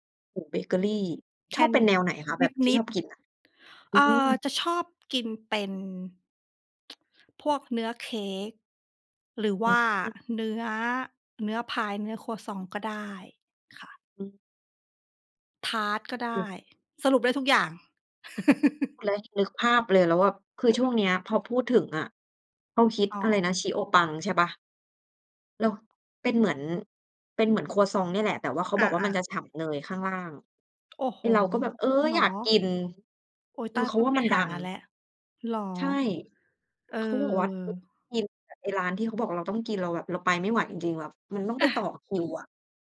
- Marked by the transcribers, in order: tsk; laugh; chuckle; other background noise; unintelligible speech; chuckle
- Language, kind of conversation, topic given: Thai, unstructured, อะไรที่ทำให้คุณรู้สึกมีความสุขได้ง่ายที่สุดในวันธรรมดา?